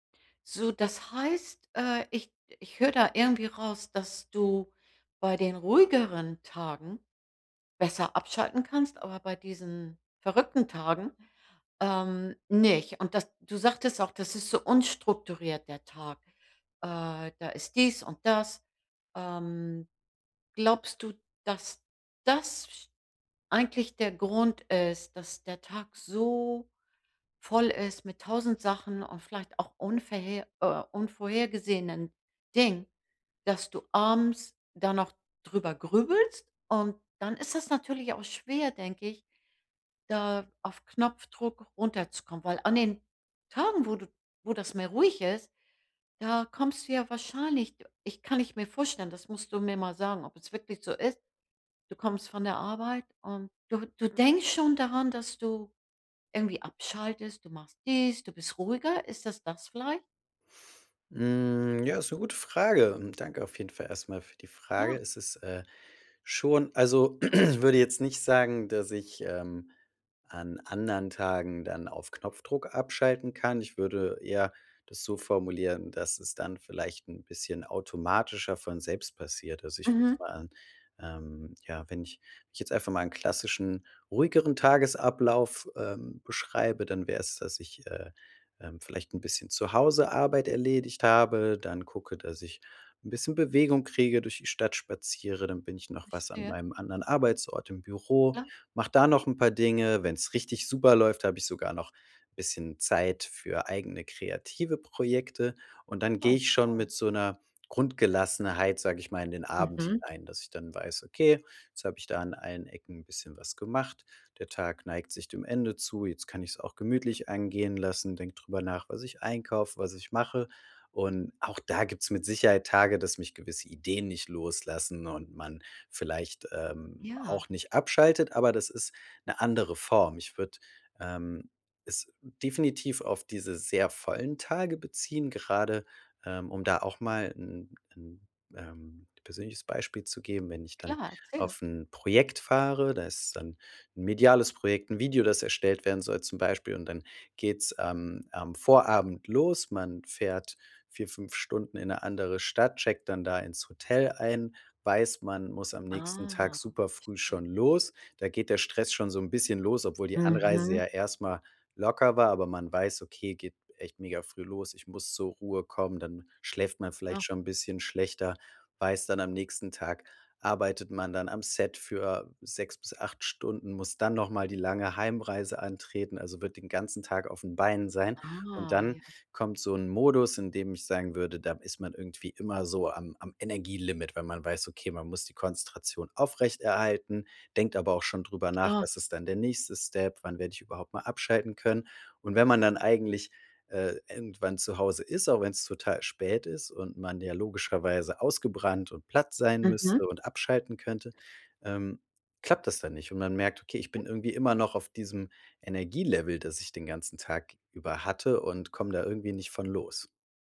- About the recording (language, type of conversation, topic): German, advice, Wie kann ich nach einem langen Tag zuhause abschalten und mich entspannen?
- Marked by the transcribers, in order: drawn out: "Hm"; throat clearing